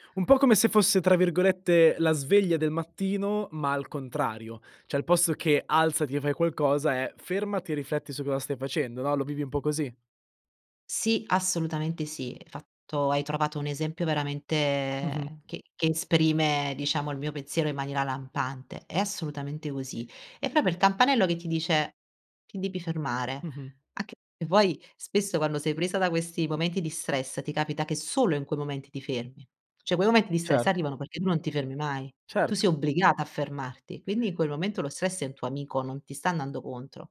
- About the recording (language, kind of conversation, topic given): Italian, podcast, Come gestisci lo stress quando ti assale improvviso?
- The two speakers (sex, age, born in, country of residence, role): female, 30-34, Italy, Italy, guest; male, 25-29, Italy, Italy, host
- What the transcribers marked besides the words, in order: "cioè" said as "ceh"; "proprio" said as "propio"; "cioè" said as "ceh"